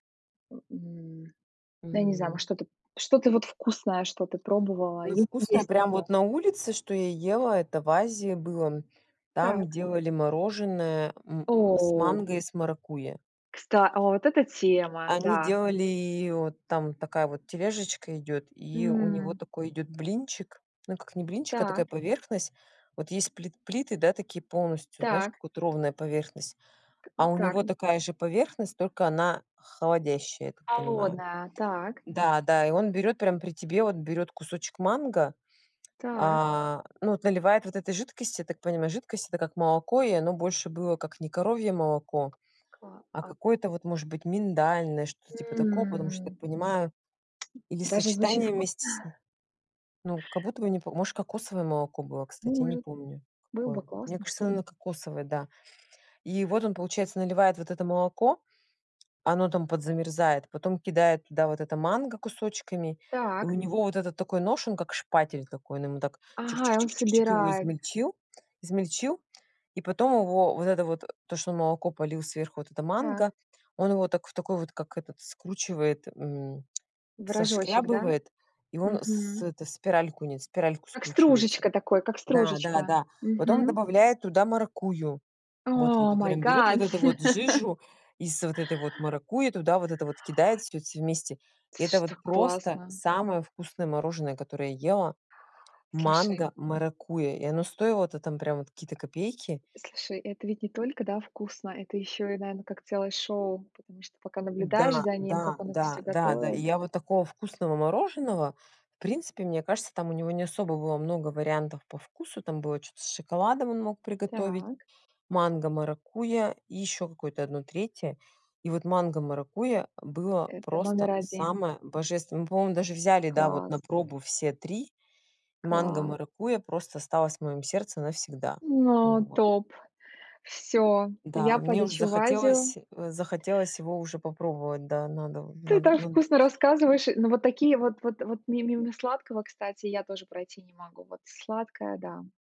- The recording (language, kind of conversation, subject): Russian, unstructured, Что вас больше всего отталкивает в уличной еде?
- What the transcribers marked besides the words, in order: tapping; in English: "Oh my God!"; laugh; other noise